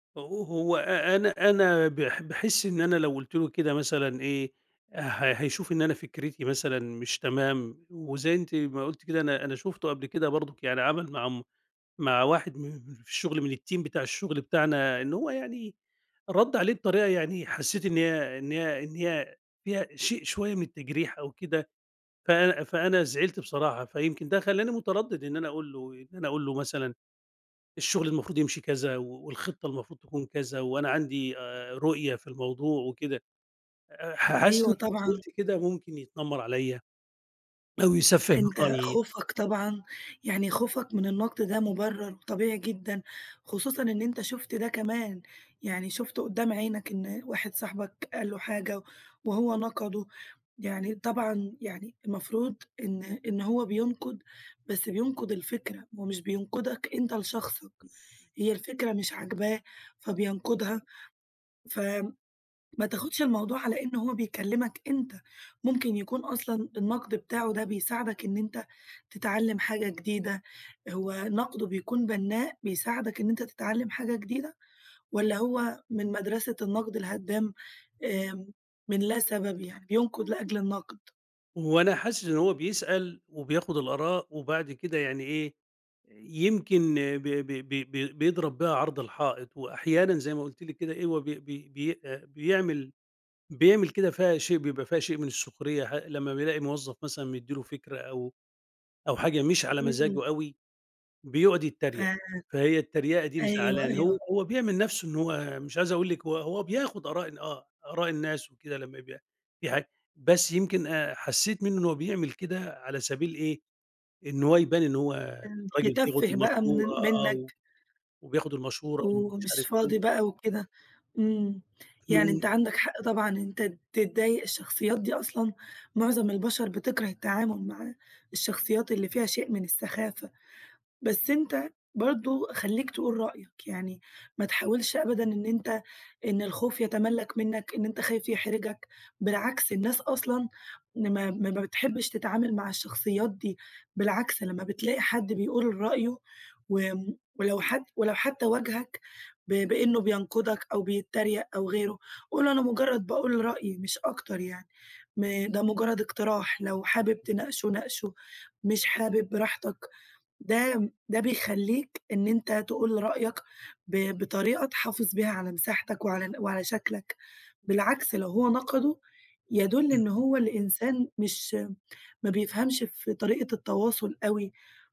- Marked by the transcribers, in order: in English: "الTeam"; other background noise; other noise
- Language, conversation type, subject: Arabic, advice, إزاي أعبّر عن رأيي الحقيقي في الشغل من غير ما أخاف؟